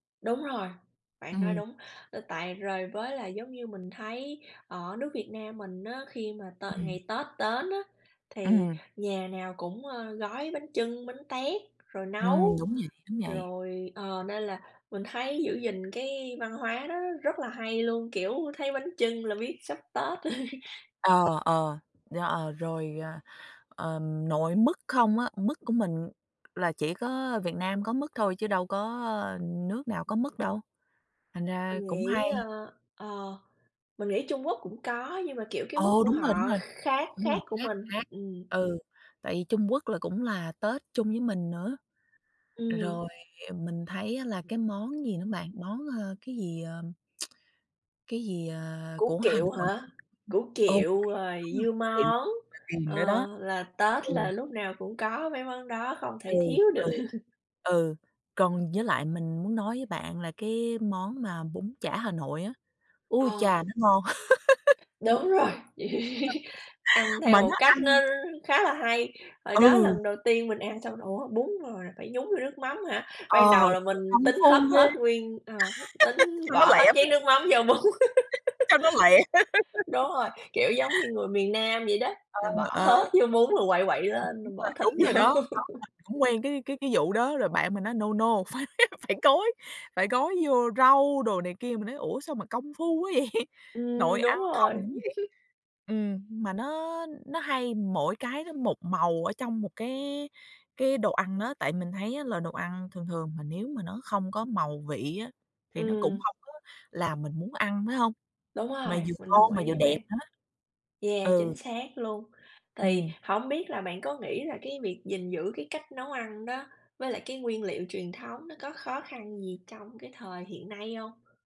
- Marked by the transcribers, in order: "đến" said as "tến"; other background noise; tapping; laugh; tsk; unintelligible speech; laugh; laugh; other noise; unintelligible speech; laugh; unintelligible speech; laughing while speaking: "bún"; laugh; unintelligible speech; laughing while speaking: "vô"; laugh; in English: "No, no"; laughing while speaking: "phải"; laugh; laughing while speaking: "vậy?"; chuckle
- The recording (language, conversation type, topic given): Vietnamese, unstructured, Văn hóa ẩm thực đóng vai trò gì trong việc gìn giữ truyền thống?